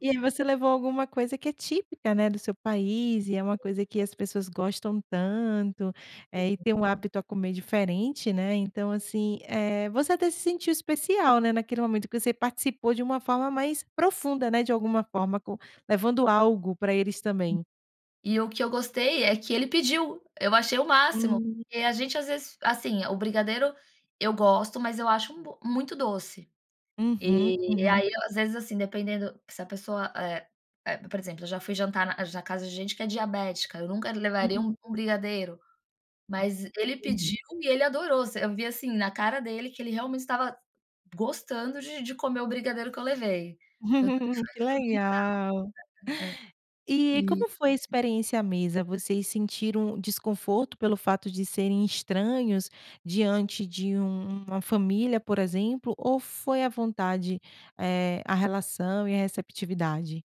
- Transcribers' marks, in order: unintelligible speech; other noise; chuckle; unintelligible speech; tapping
- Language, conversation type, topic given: Portuguese, podcast, Alguma vez foi convidado para comer na casa de um estranho?